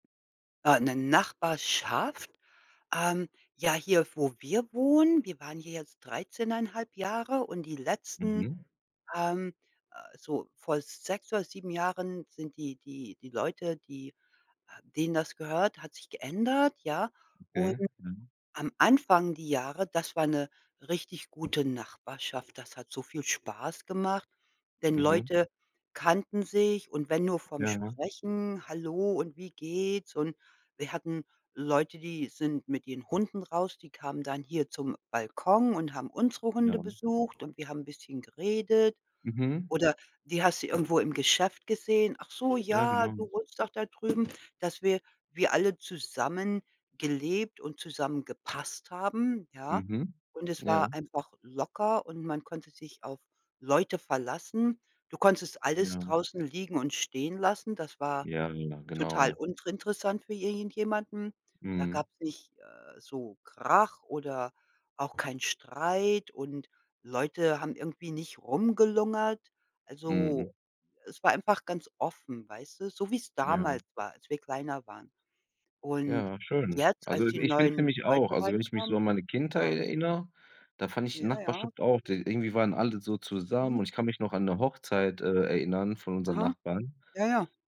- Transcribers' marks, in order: other background noise; "uninteressant" said as "untrintressant"; unintelligible speech
- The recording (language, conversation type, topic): German, unstructured, Was macht für dich eine gute Nachbarschaft aus?